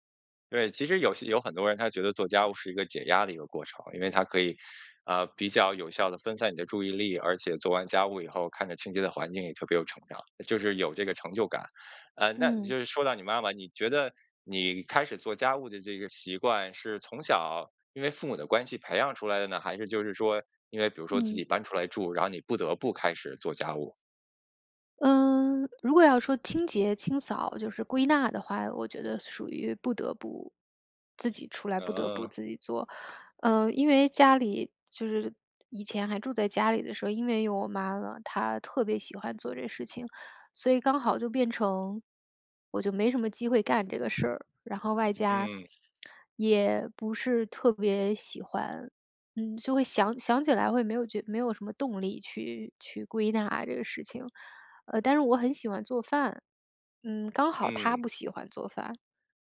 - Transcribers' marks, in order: other background noise
- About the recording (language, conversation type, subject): Chinese, podcast, 在家里应该怎样更公平地分配家务？